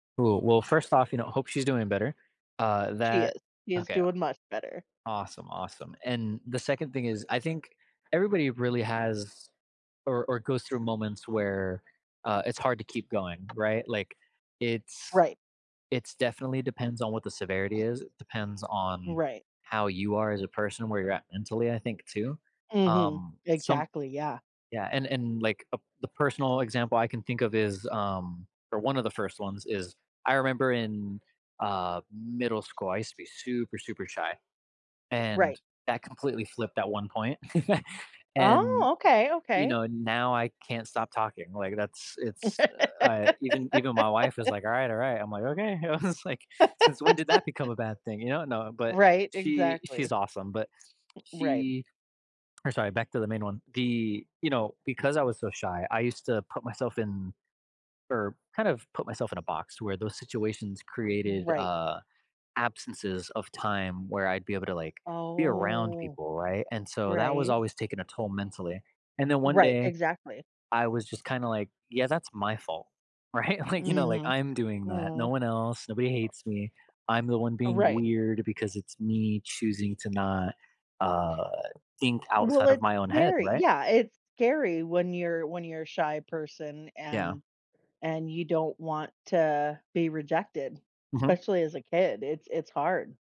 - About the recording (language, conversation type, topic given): English, unstructured, What helps you keep going when life gets difficult?
- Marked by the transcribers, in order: tapping; other background noise; stressed: "super"; chuckle; laugh; laughing while speaking: "I was like"; laugh; drawn out: "Oh"; laughing while speaking: "Right? Like"